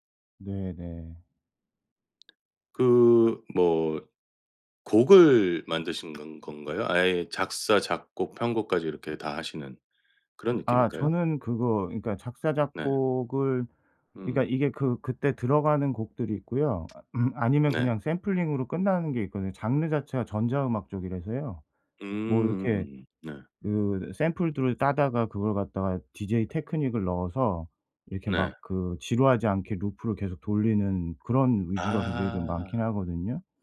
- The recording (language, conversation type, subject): Korean, advice, 매주 정해진 창작 시간을 어떻게 확보할 수 있을까요?
- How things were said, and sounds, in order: tapping